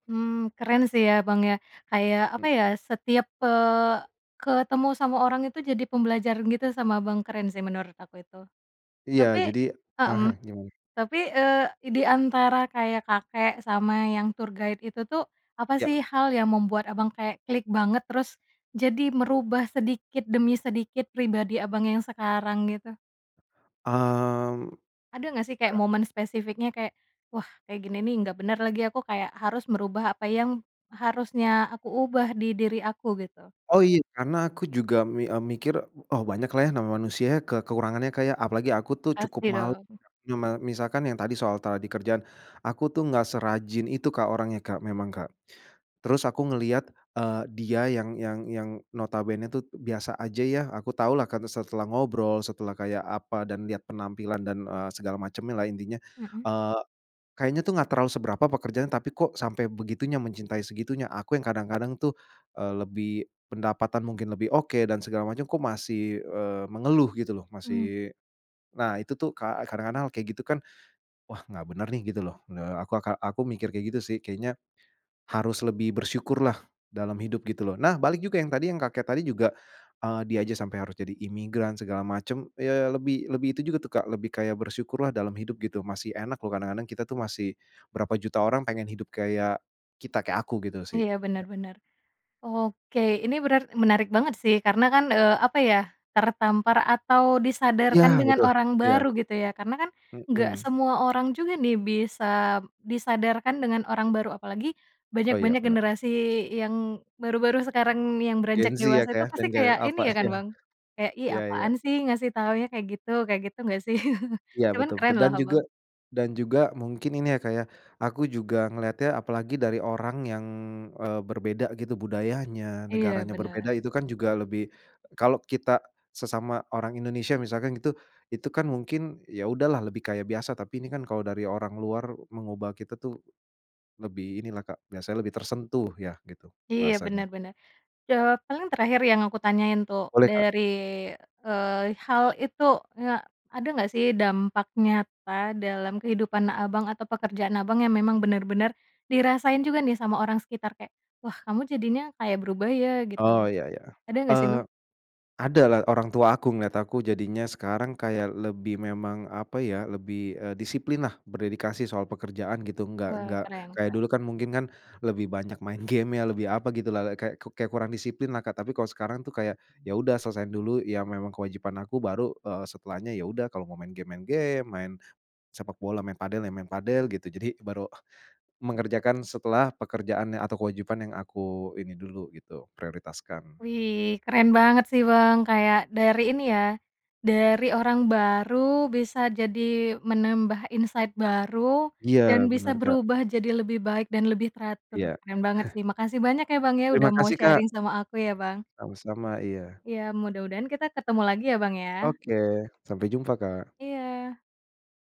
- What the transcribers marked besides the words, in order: in English: "tour guide"; other background noise; chuckle; laughing while speaking: "gamenya"; in English: "insight"; chuckle; in English: "sharing"
- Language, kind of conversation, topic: Indonesian, podcast, Pernahkah kamu mengalami pertemuan singkat yang mengubah cara pandangmu?